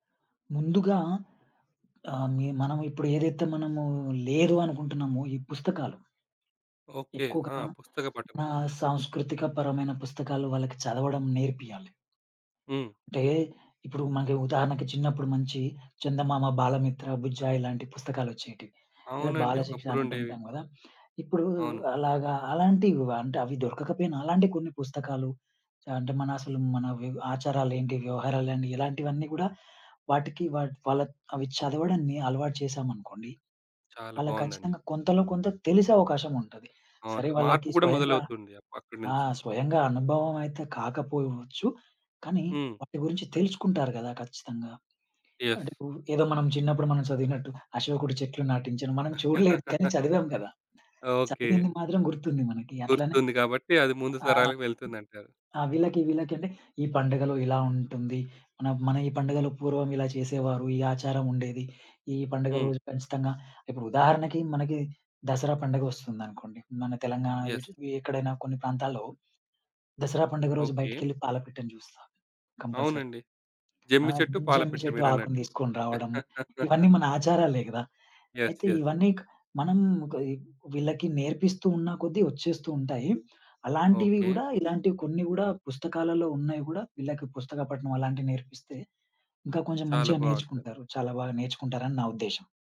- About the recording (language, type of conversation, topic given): Telugu, podcast, నేటి యువతలో ఆచారాలు మారుతున్నాయా? మీ అనుభవం ఏంటి?
- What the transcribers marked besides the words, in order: in English: "యెస్"; laugh; in English: "యెస్"; in English: "కంపల్సరీ"; other background noise; chuckle; in English: "యెస్. యెస్"